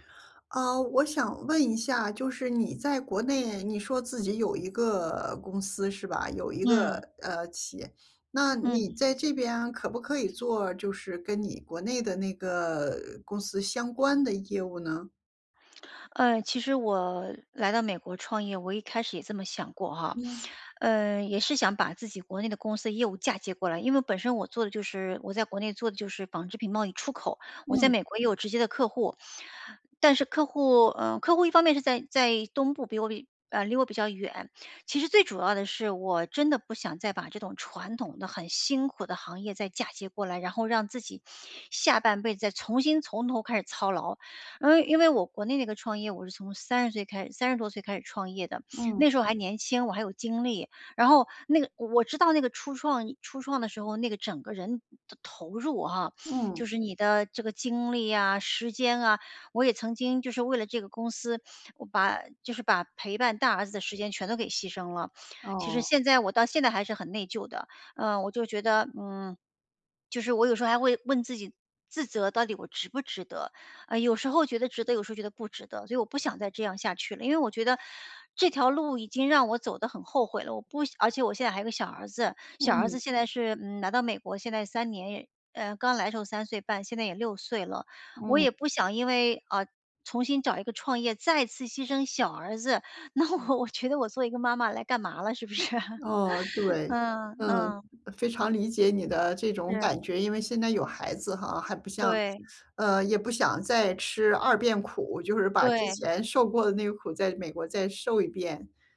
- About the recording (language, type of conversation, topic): Chinese, advice, 在资金有限的情况下，我该如何开始一个可行的创业项目？
- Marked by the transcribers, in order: other background noise; tapping; laughing while speaking: "那我"; laughing while speaking: "是？"; laugh